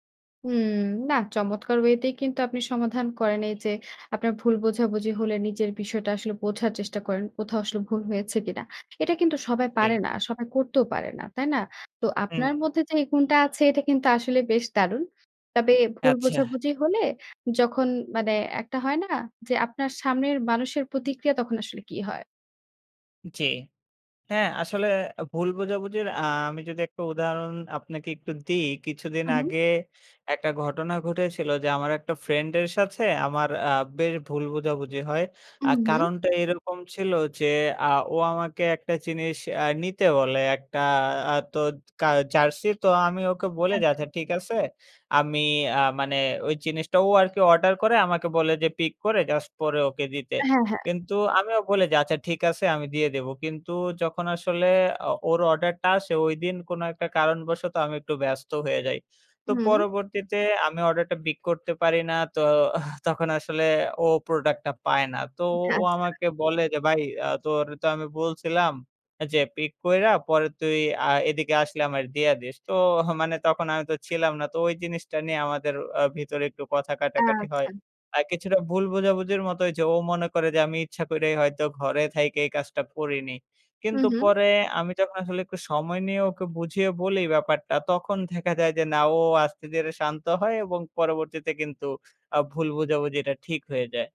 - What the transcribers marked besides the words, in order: other street noise; scoff; scoff; "দেখা" said as "ধেখা"
- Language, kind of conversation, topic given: Bengali, podcast, ভুল বোঝাবুঝি হলে আপনি প্রথমে কী করেন?